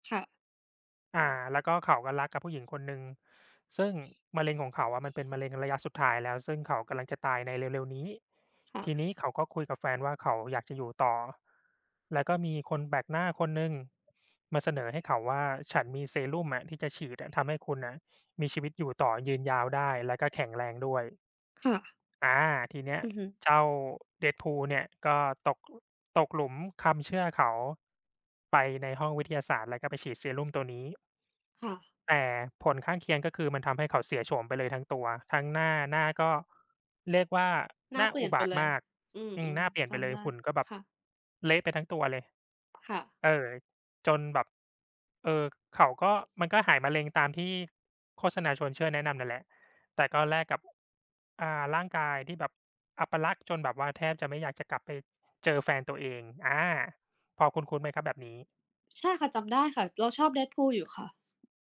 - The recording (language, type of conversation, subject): Thai, unstructured, คุณคิดว่าทำไมคนถึงชอบดูหนังบ่อยๆ?
- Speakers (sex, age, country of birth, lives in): female, 40-44, Thailand, Thailand; male, 35-39, Thailand, Thailand
- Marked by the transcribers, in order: other background noise; tapping